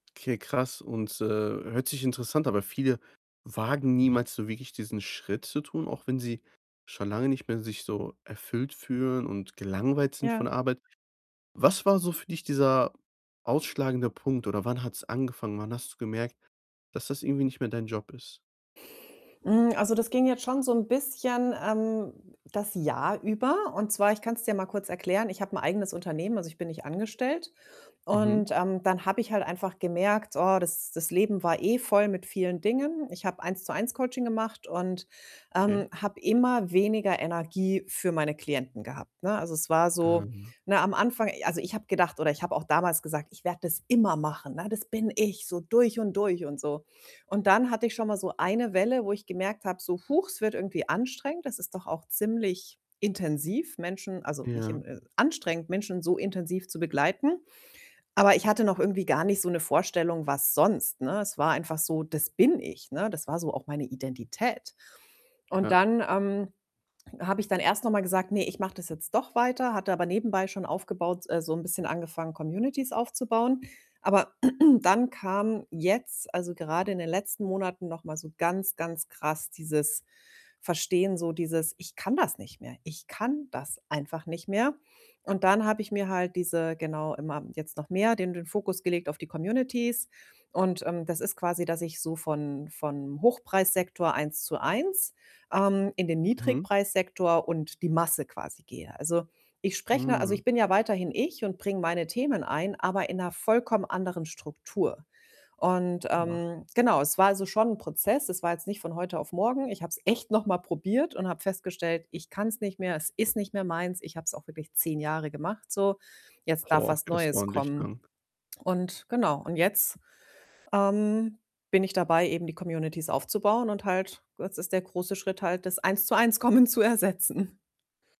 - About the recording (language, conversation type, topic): German, podcast, Was tust du, wenn dich dein Job nicht mehr erfüllt?
- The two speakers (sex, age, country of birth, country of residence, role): female, 40-44, Germany, Cyprus, guest; male, 25-29, Germany, Germany, host
- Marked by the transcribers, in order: other background noise; static; distorted speech; tapping; in English: "Communities"; throat clearing; in English: "Communities"; unintelligible speech; stressed: "ist"; unintelligible speech; in English: "Communities"